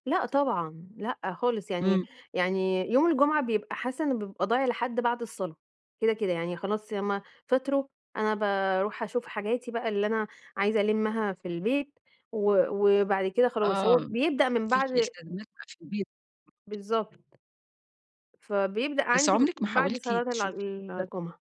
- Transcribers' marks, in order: tapping; unintelligible speech
- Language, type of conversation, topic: Arabic, advice, إزاي أوازن بين الراحة وواجباتي الشخصية في عطلة الأسبوع؟